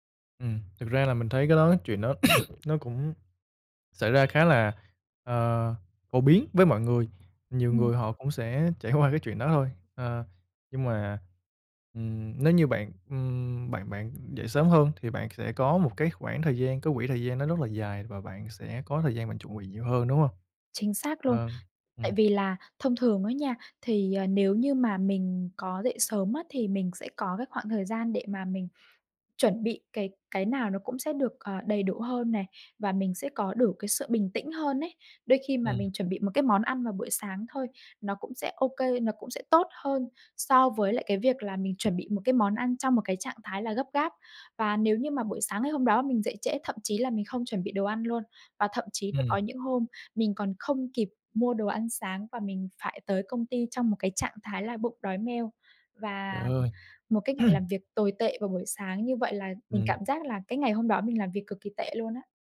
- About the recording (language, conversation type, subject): Vietnamese, podcast, Bạn có những thói quen buổi sáng nào?
- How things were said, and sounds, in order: tapping; cough; horn; other background noise; throat clearing